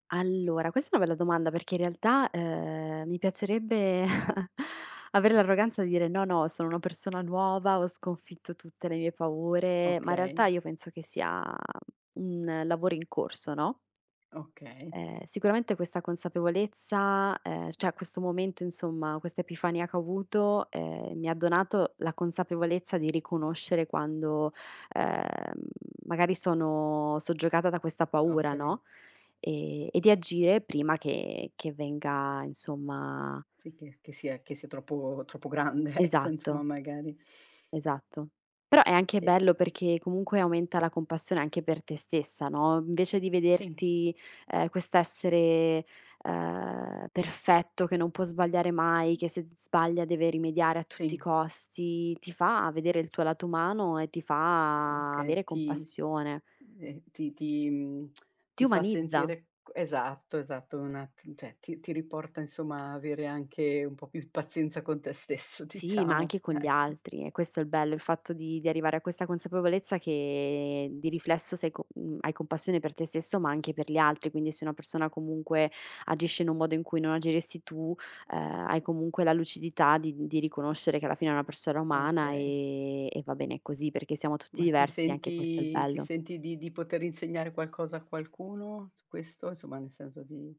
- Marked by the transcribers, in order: drawn out: "ehm"; chuckle; tapping; drawn out: "sia"; drawn out: "ehm"; laughing while speaking: "ecco"; drawn out: "ehm"; other background noise; other noise; drawn out: "fa"; lip smack; "cioè" said as "ceh"; drawn out: "che"; drawn out: "e"
- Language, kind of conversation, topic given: Italian, podcast, Qual è una paura che hai superato e come ci sei riuscito?